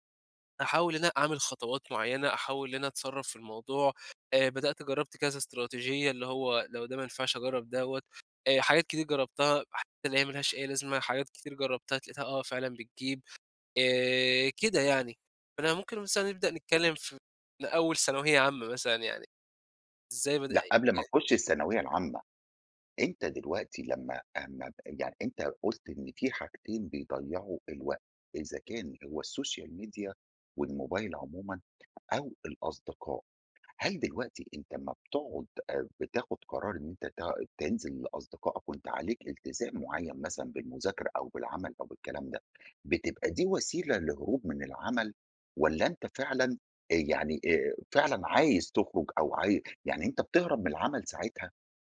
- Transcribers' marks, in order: in English: "الSocial Media"
- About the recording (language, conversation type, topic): Arabic, podcast, إزاي بتتعامل مع الإحساس إنك بتضيّع وقتك؟